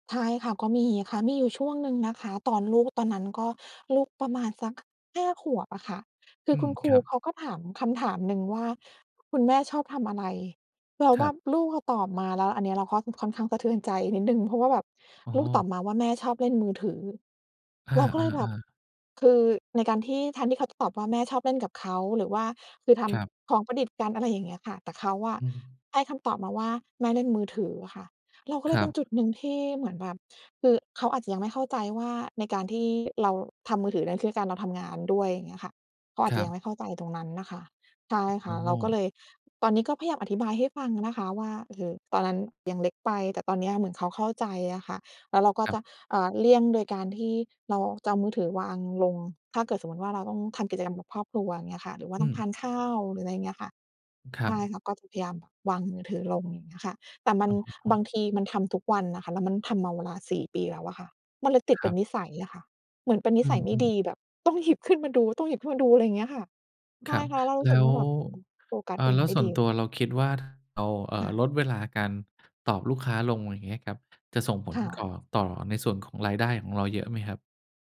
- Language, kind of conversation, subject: Thai, advice, ทำไมฉันถึงเลิกเช็กโทรศัพท์ไม่ได้จนเสียเวลาและเสียสมาธิทุกวัน?
- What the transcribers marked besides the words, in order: other background noise